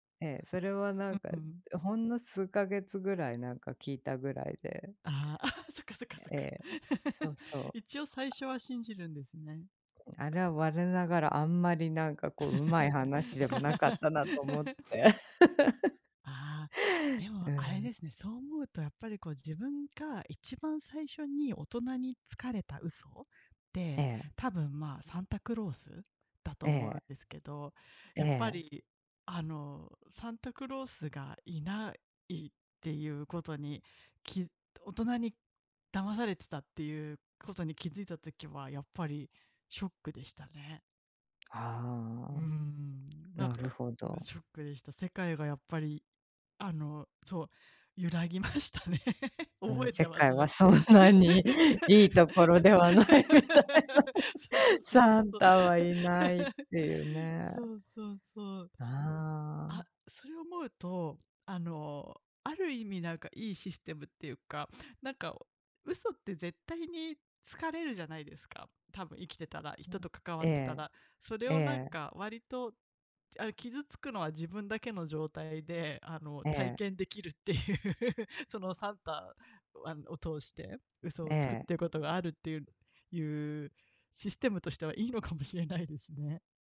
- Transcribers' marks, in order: laughing while speaking: "ああ、そっか そっか そっか"; tapping; chuckle; laugh; laugh; laughing while speaking: "揺らぎましたね。覚えてますね"; laugh; laughing while speaking: "そんなにいいところで … ないっていうね"; laugh; laughing while speaking: "いう"
- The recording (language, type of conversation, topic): Japanese, unstructured, 嘘をつかずに生きるのは難しいと思いますか？